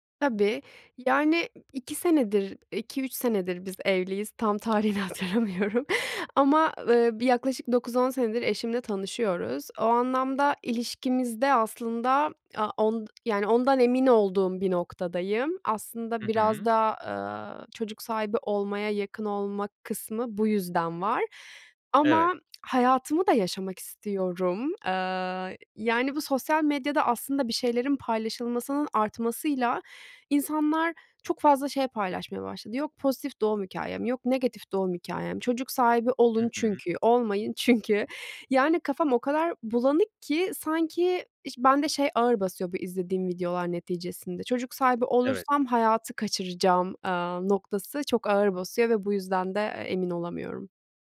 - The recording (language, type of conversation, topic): Turkish, advice, Çocuk sahibi olma veya olmama kararı
- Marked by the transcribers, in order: laughing while speaking: "hatırlamıyorum"; tsk; laughing while speaking: "çünkü"